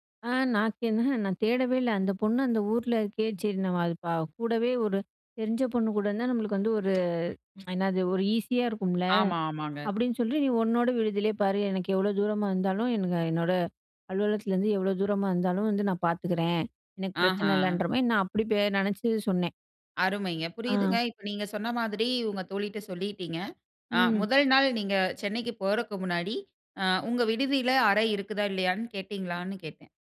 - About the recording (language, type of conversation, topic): Tamil, podcast, புது நகருக்கு வேலைக்காகப் போகும்போது வாழ்க்கை மாற்றத்தை எப்படி திட்டமிடுவீர்கள்?
- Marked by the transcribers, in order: other background noise